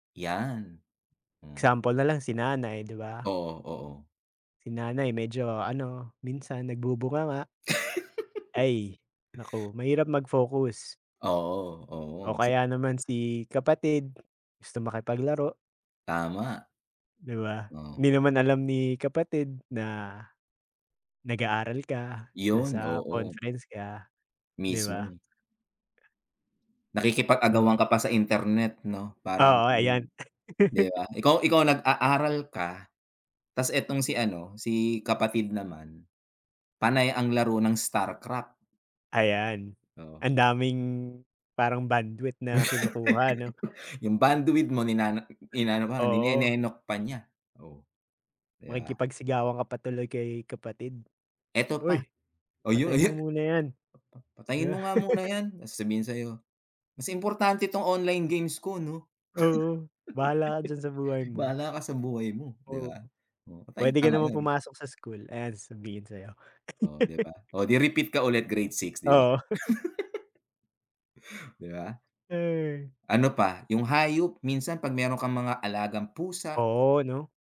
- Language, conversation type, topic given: Filipino, unstructured, Paano nagbago ang paraan ng pag-aaral dahil sa mga plataporma sa internet para sa pagkatuto?
- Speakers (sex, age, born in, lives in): male, 25-29, Philippines, United States; male, 45-49, Philippines, United States
- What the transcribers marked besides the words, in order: laugh; tapping; chuckle; laugh; other noise; chuckle; laugh; laugh; laugh; sigh